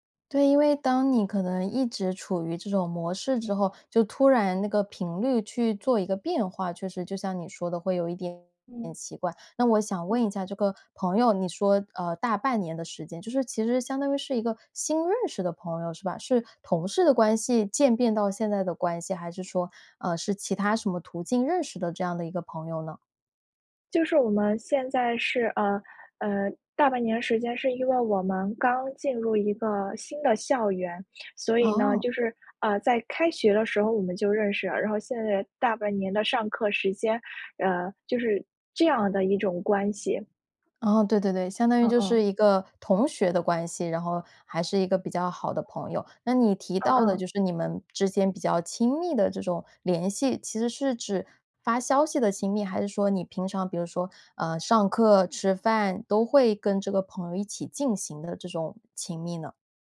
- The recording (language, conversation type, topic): Chinese, advice, 当朋友过度依赖我时，我该如何设定并坚持界限？
- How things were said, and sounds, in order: other background noise